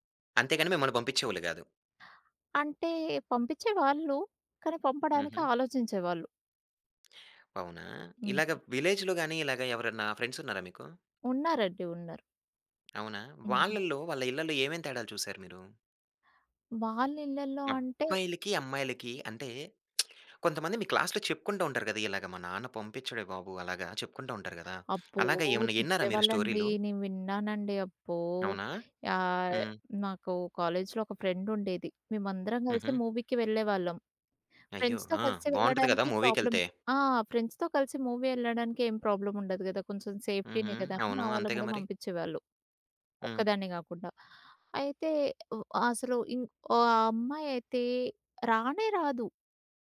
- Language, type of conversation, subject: Telugu, podcast, అమ్మాయిలు, అబ్బాయిల పాత్రలపై వివిధ తరాల అభిప్రాయాలు ఎంతవరకు మారాయి?
- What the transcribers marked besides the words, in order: tapping; in English: "విలేజ్‌లో"; in English: "ఫ్రెండ్స్"; lip smack; in English: "క్లాస్‌లో"; in English: "కాలేజ్‌లో"; in English: "ఫ్రెండ్"; in English: "మూవీకి"; in English: "ఫ్రెండ్స్‌తో"; in English: "ప్రాబ్లమ్"; in English: "మూవీకెళ్తే"; in English: "ఫ్రెండ్స్‌తో"; in English: "మూవీ"; in English: "ప్రాబ్లమ్"